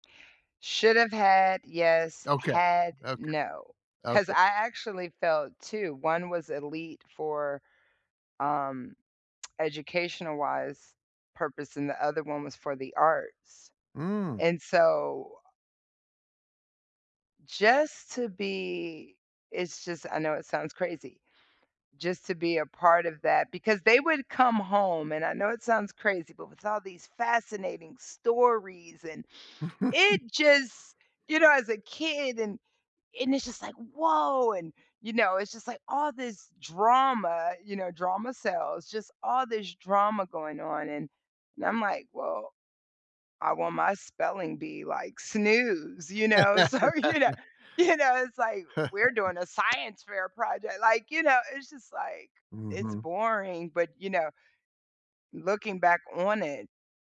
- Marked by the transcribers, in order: lip smack; chuckle; laughing while speaking: "So, you kno you know"; laugh; chuckle; tapping
- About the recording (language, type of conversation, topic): English, unstructured, What does diversity add to a neighborhood?